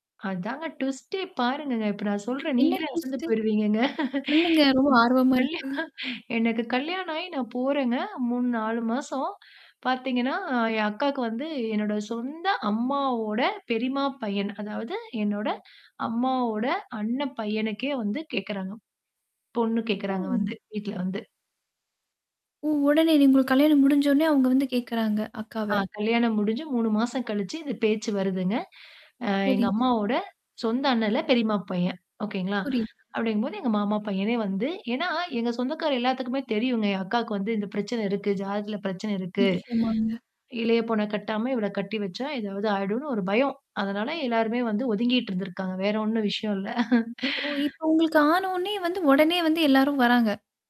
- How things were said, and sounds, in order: in English: "டுவிஸ்டே"; in English: "ட்விஸட்டு?"; static; chuckle; other background noise; chuckle
- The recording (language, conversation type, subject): Tamil, podcast, எதிர்பாராத ஒரு சம்பவம் உங்கள் வாழ்க்கை பாதையை மாற்றியதா?